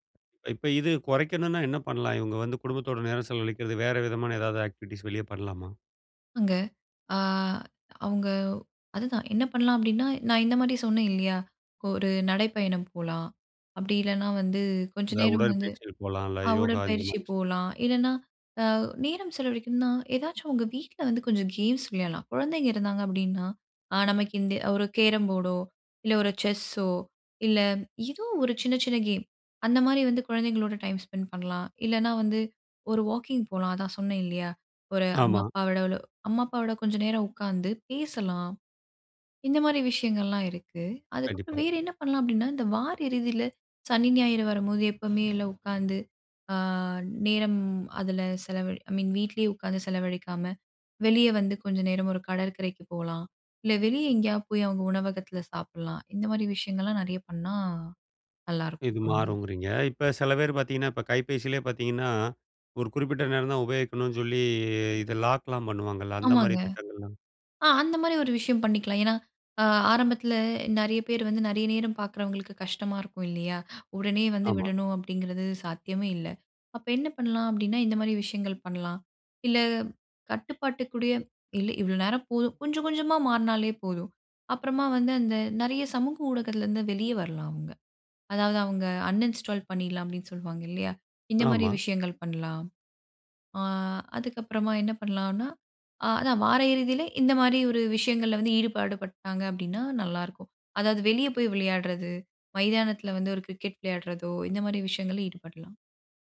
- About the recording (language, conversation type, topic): Tamil, podcast, தொலைபேசி மற்றும் சமூக ஊடக பயன்பாட்டைக் கட்டுப்படுத்த நீங்கள் என்னென்ன வழிகள் பின்பற்றுகிறீர்கள்?
- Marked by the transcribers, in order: other noise; in English: "ஆக்டிவிட்டீஸ்"; other background noise; in English: "ஐ மீன்"; in English: "அன்இன்ஸ்டால்"